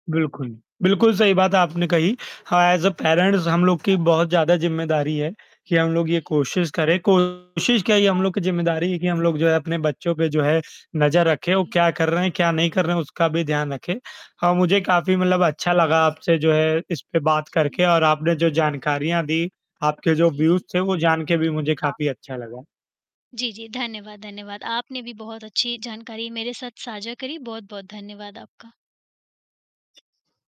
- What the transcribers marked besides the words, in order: static; distorted speech; in English: "एस अ पेरेंट्स"; tapping; in English: "व्यूज"
- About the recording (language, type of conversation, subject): Hindi, unstructured, क्या ऑनलाइन खेल खेलना हानिकारक हो सकता है?